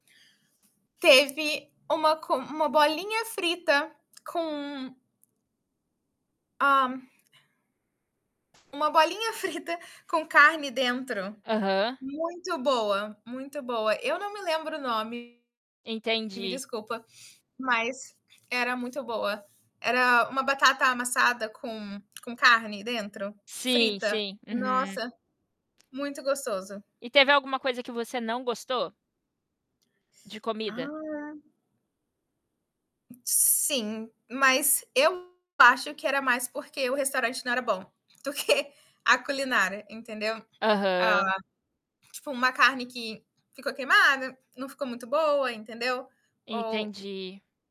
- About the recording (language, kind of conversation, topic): Portuguese, podcast, Qual foi uma viagem inesquecível que você fez?
- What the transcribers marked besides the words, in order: tapping; static; laughing while speaking: "frita"; distorted speech; other background noise; laughing while speaking: "que"